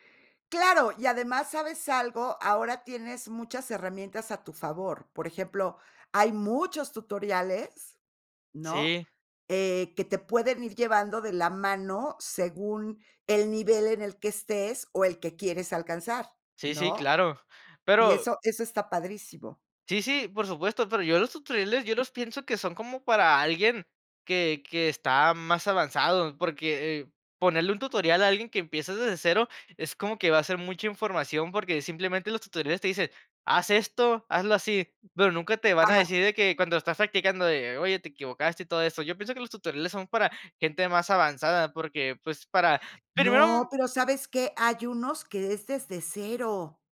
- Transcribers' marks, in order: none
- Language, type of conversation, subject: Spanish, podcast, ¿Cómo fue retomar un pasatiempo que habías dejado?